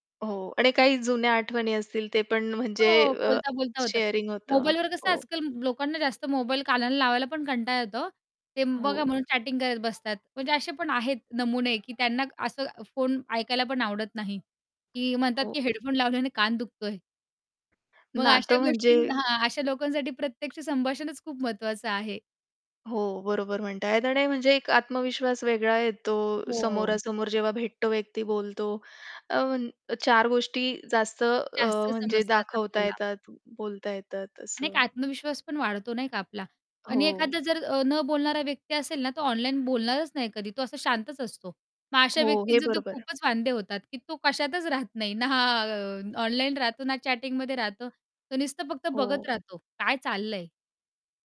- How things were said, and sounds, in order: in English: "शेअरिंग"; background speech; other background noise; in English: "चॅटिंग"; tapping; in English: "चॅटिंगमध्ये"
- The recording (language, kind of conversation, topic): Marathi, podcast, ऑनलाइन आणि प्रत्यक्ष संभाषणात नेमका काय फरक असतो?